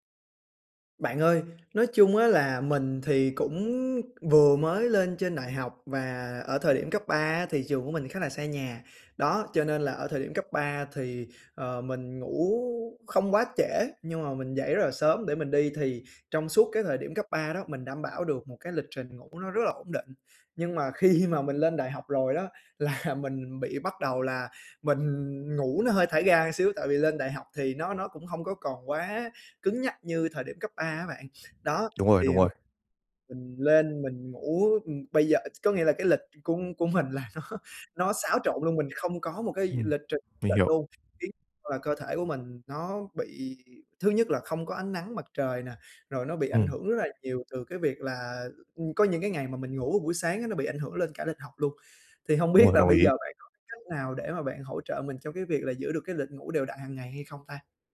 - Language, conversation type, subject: Vietnamese, advice, Làm thế nào để duy trì lịch ngủ ổn định mỗi ngày?
- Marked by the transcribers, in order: tapping; other background noise; laughing while speaking: "khi mà"; laughing while speaking: "là"; laughing while speaking: "mình là nó"; laughing while speaking: "biết"